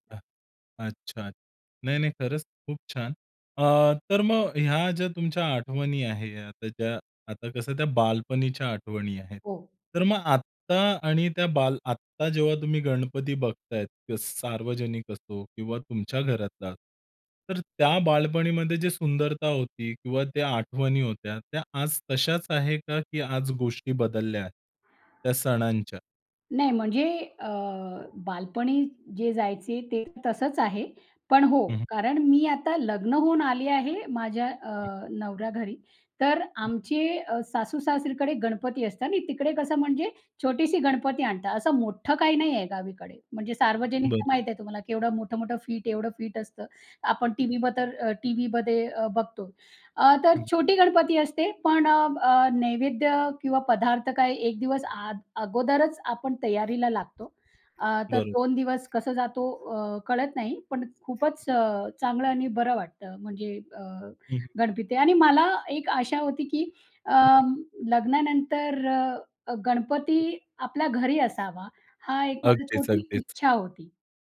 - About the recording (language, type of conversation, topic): Marathi, podcast, बालपणीचा एखादा सण साजरा करताना तुम्हाला सर्वात जास्त कोणती आठवण आठवते?
- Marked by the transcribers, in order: other background noise; other noise; tapping